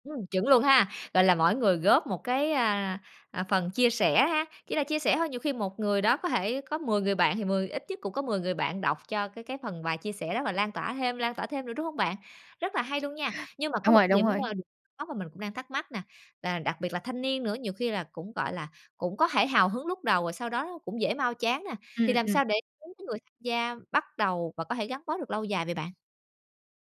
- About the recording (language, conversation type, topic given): Vietnamese, podcast, Làm sao để thu hút thanh niên tham gia bảo tồn?
- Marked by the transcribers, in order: tapping; unintelligible speech